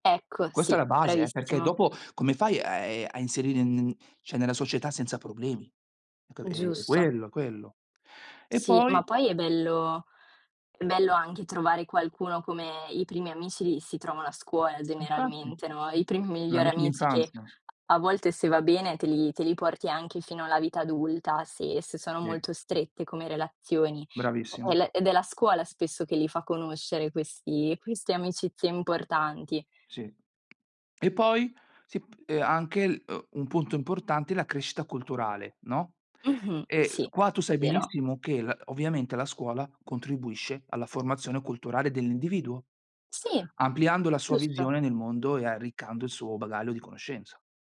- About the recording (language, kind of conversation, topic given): Italian, unstructured, Quanto è importante, secondo te, la scuola nella vita?
- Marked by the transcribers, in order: "cioè" said as "ceh"; other background noise; tapping